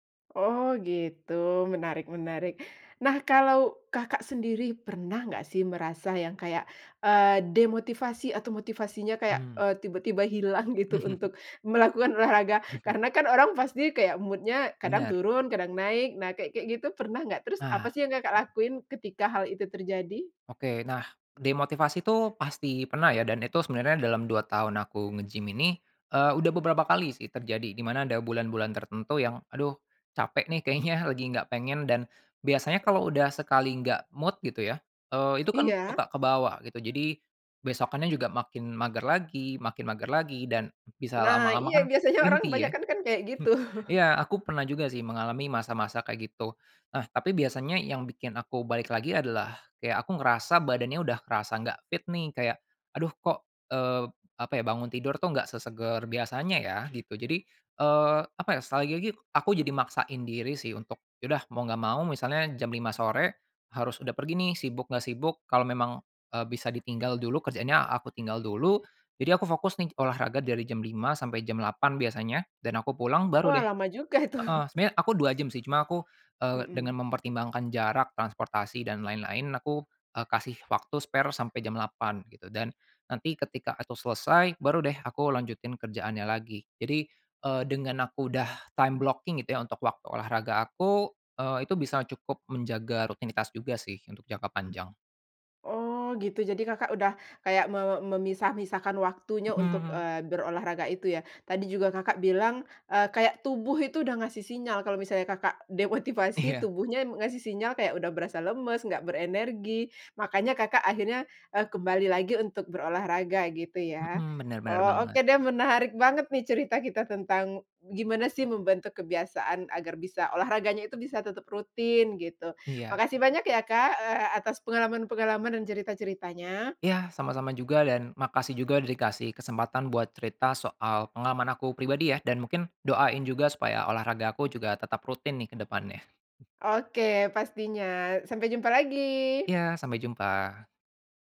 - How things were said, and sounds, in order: laugh; chuckle; in English: "mood-nya"; tapping; laughing while speaking: "kayaknya"; in English: "mood"; laughing while speaking: "orang"; chuckle; laughing while speaking: "itu"; in English: "spare"; in English: "time blocking"; other background noise; laughing while speaking: "Iya"
- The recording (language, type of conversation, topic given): Indonesian, podcast, Bagaimana pengalamanmu membentuk kebiasaan olahraga rutin?